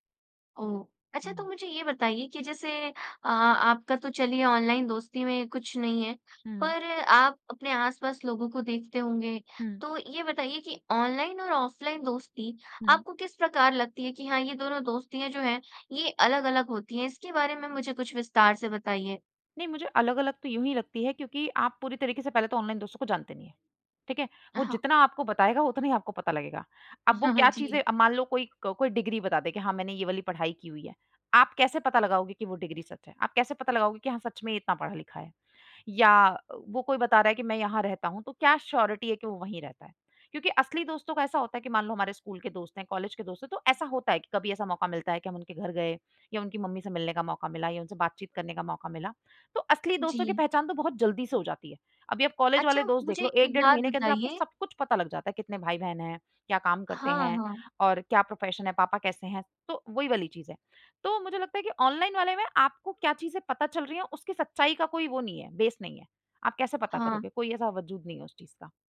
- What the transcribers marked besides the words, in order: in English: "श्योरिटी"; in English: "प्रोफेशन"; in English: "बेस"
- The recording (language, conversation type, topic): Hindi, podcast, ऑनलाइन दोस्तों और असली दोस्तों में क्या फर्क लगता है?